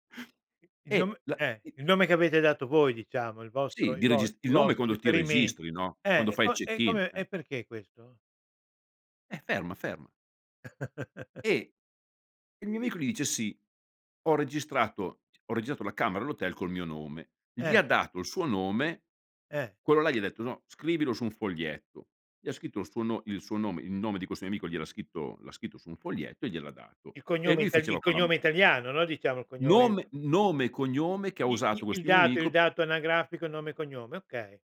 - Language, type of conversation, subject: Italian, podcast, Raccontami di una volta in cui ti sei perso durante un viaggio: com’è andata?
- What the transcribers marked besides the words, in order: tapping; chuckle; other background noise